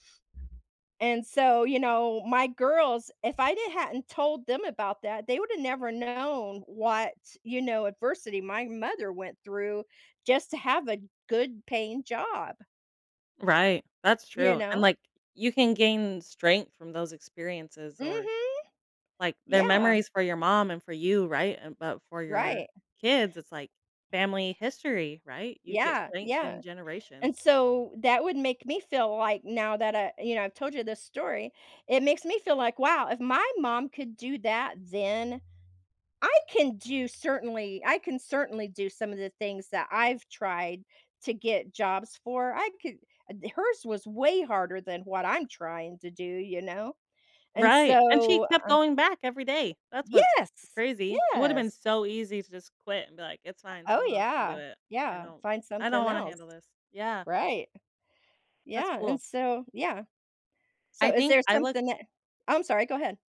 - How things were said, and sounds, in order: other background noise
- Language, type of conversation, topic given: English, unstructured, How does revisiting old memories change our current feelings?